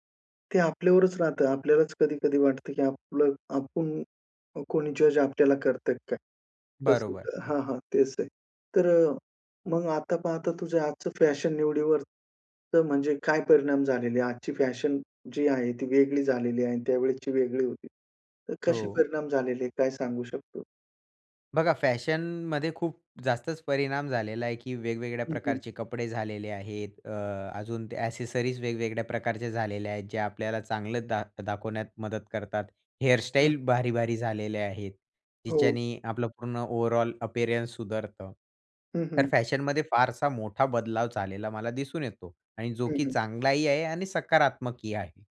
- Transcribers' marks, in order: in English: "एक्सेसरीज"; in English: "ओव्हरऑल अपअरन्स"
- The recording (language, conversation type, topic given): Marathi, podcast, शाळा किंवा महाविद्यालयातील पोशाख नियमांमुळे तुमच्या स्वतःच्या शैलीवर कसा परिणाम झाला?